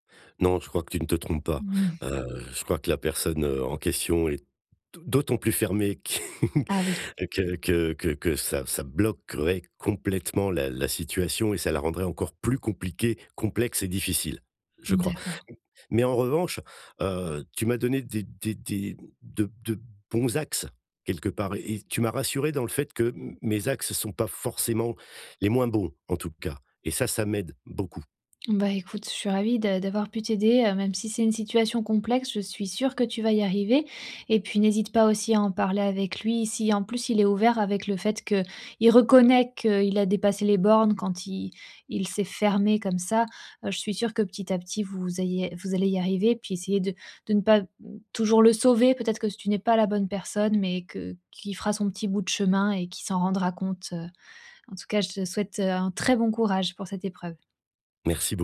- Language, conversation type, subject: French, advice, Pourquoi avons-nous toujours les mêmes disputes dans notre couple ?
- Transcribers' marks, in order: chuckle; stressed: "très"